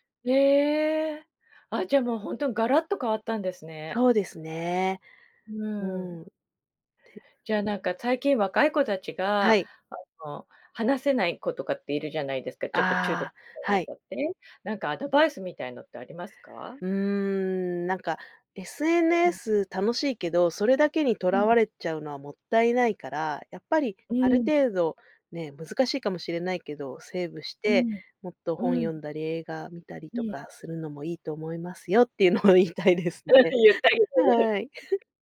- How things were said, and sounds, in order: laughing while speaking: "っていうのを言いたいですね"; laugh
- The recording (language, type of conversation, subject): Japanese, podcast, SNSとどう付き合っていますか？